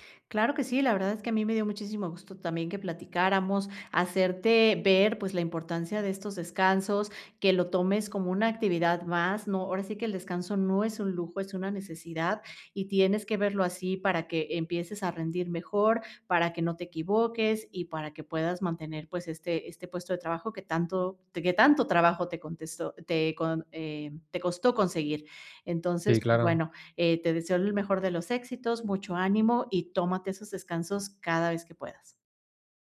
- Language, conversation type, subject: Spanish, advice, ¿Cómo puedo organizar bloques de trabajo y descansos para mantenerme concentrado todo el día?
- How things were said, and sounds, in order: none